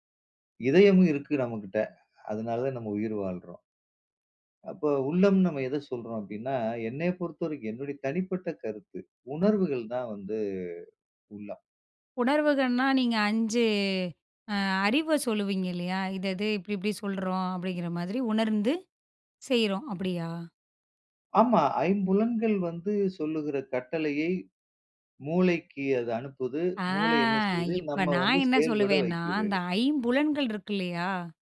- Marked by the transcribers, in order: other noise; drawn out: "ஆ"
- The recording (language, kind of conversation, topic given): Tamil, podcast, உங்கள் உள்ளக் குரலை நீங்கள் எப்படி கவனித்துக் கேட்கிறீர்கள்?